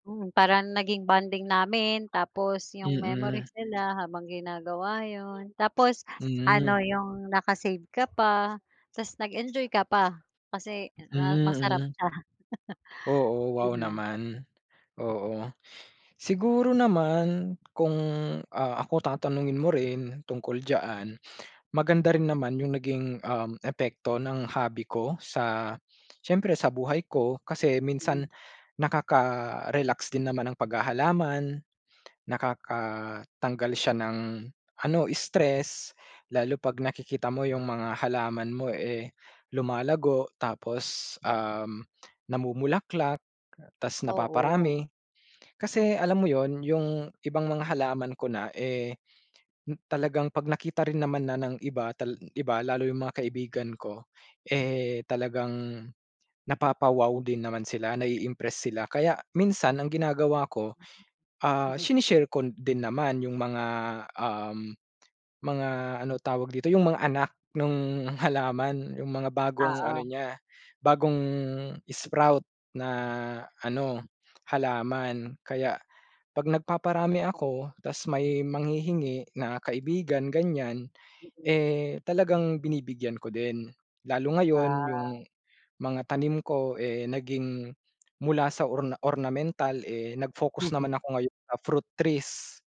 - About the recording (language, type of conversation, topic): Filipino, unstructured, Ano ang pinakanakakatuwang kuwento mo habang ginagawa ang hilig mo?
- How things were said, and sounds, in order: laugh